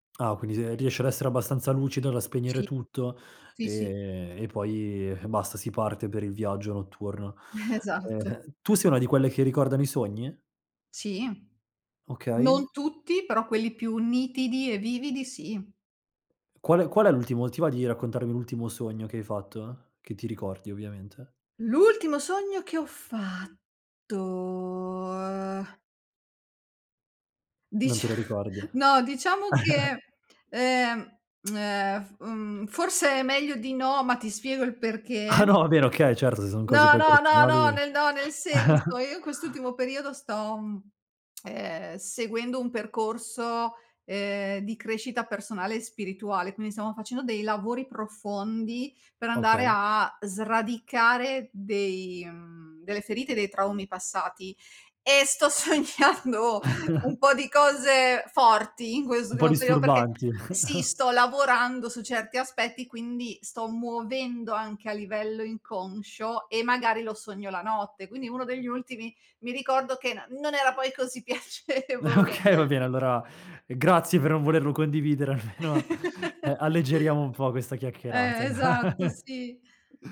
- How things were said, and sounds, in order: laughing while speaking: "Esatto"; other background noise; drawn out: "fatto, ehm"; chuckle; tapping; chuckle; laughing while speaking: "sognando"; chuckle; "periodo" said as "periò"; chuckle; laughing while speaking: "piacevole"; chuckle; chuckle; laughing while speaking: "almeno"; chuckle
- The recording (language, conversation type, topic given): Italian, podcast, Che ruolo ha il sonno nel tuo equilibrio mentale?